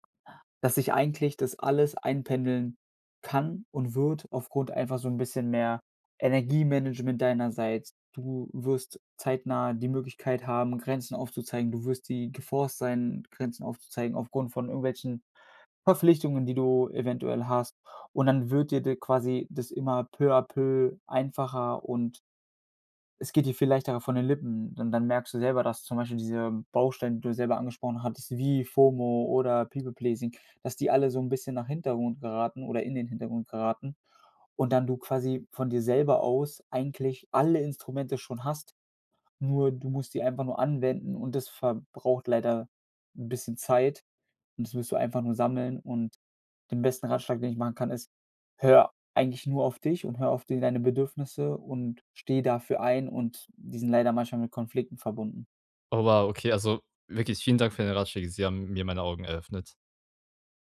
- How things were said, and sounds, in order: in English: "geforced"
- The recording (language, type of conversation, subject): German, advice, Wie kann ich bei Partys und Feiertagen weniger erschöpft sein?